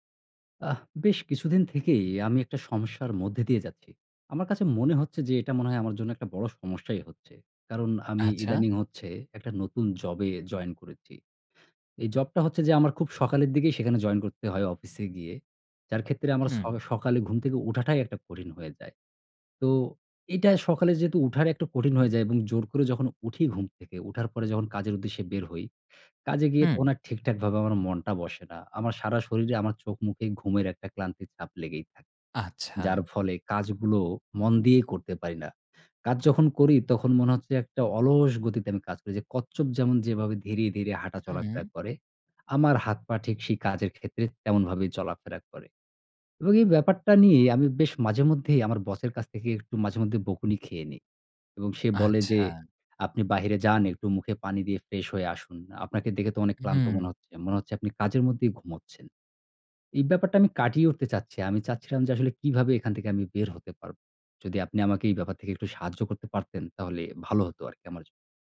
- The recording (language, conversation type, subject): Bengali, advice, সকাল ওঠার রুটিন বানালেও আমি কেন তা টিকিয়ে রাখতে পারি না?
- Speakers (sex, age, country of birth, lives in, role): male, 30-34, Bangladesh, Finland, advisor; male, 35-39, Bangladesh, Bangladesh, user
- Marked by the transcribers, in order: none